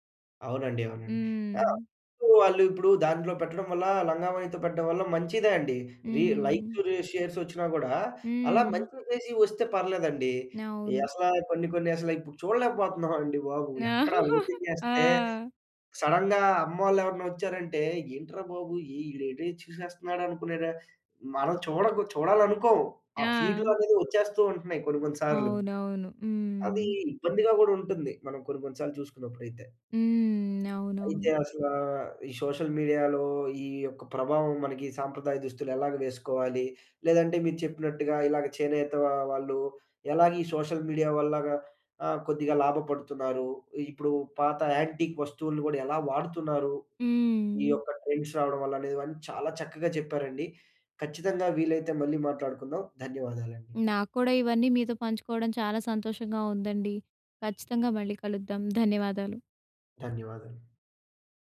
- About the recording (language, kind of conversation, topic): Telugu, podcast, సోషల్ మీడియా సంప్రదాయ దుస్తులపై ఎలా ప్రభావం చూపుతోంది?
- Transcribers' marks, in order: giggle; chuckle; in English: "ఓపెన్"; in English: "సడన్‌గా"; tapping; in English: "సోషల్ మీడియాలో"; in English: "సోషల్ మీడియా"; in English: "యాంటిక్"; in English: "ట్రెండ్స్"; other background noise